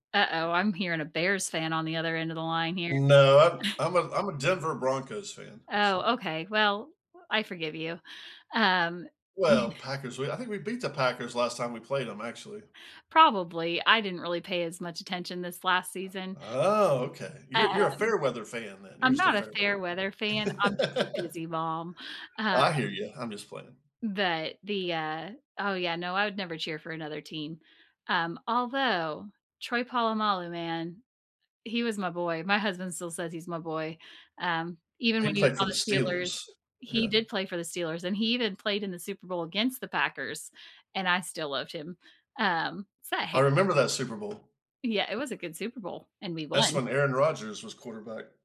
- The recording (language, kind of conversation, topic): English, unstructured, What’s your ideal lazy Sunday from start to finish?
- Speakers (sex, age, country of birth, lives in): female, 40-44, United States, United States; male, 50-54, United States, United States
- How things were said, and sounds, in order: chuckle; other noise; unintelligible speech; other background noise; laugh; tapping